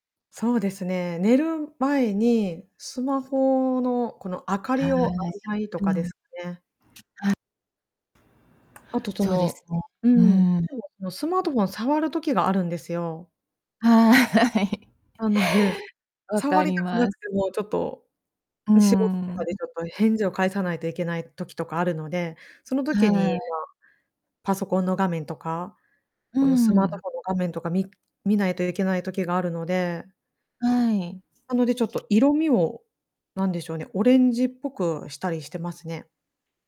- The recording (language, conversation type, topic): Japanese, podcast, 睡眠の質を上げるために普段どんなことをしていますか？
- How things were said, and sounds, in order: distorted speech; tapping; laughing while speaking: "はい"; other background noise; laughing while speaking: "なので"